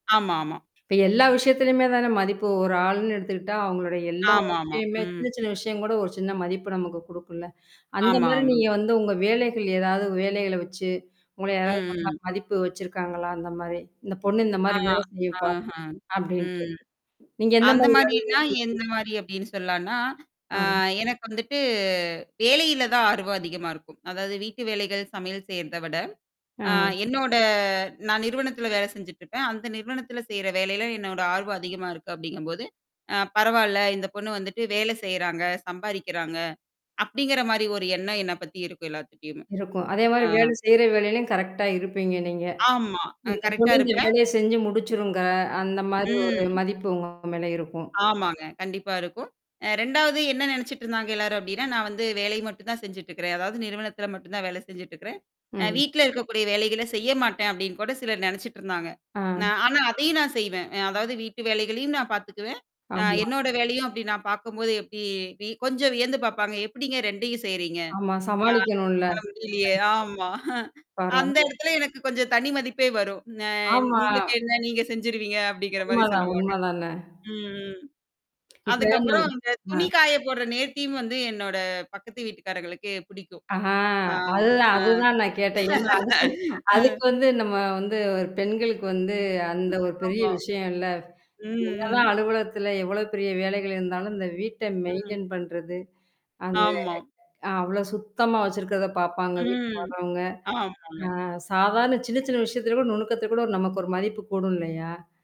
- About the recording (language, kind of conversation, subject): Tamil, podcast, உங்கள் மதிப்புகளைத் தெளிவுபடுத்த ஒரு எளிய வழியைச் சொல்ல முடியுமா?
- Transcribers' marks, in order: tapping; distorted speech; static; mechanical hum; unintelligible speech; other noise; laughing while speaking: "ஆமா. அஹ அந்த எடத்துல எனக்கு கொஞ்சம் தனி மதிப்பே வரும்"; laughing while speaking: "அப்படிங்கிற மாரி சொல்லுவாங்க"; laugh; laughing while speaking: "ஆமா. ம், ம்"; in English: "மெயின்டெயின்"